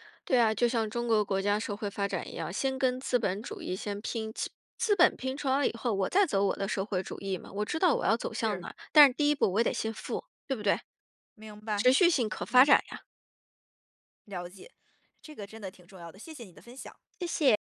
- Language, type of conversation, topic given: Chinese, podcast, 钱和时间，哪个对你更重要？
- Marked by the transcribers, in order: joyful: "谢谢"